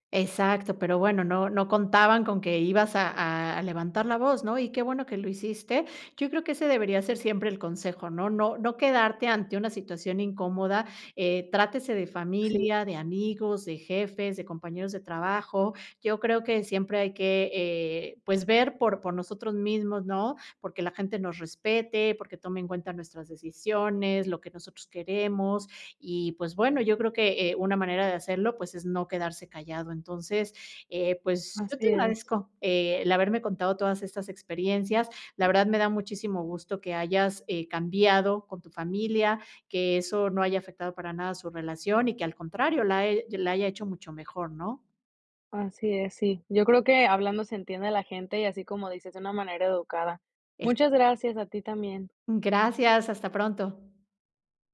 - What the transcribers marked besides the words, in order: other background noise
- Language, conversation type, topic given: Spanish, podcast, ¿Cómo reaccionas cuando alguien cruza tus límites?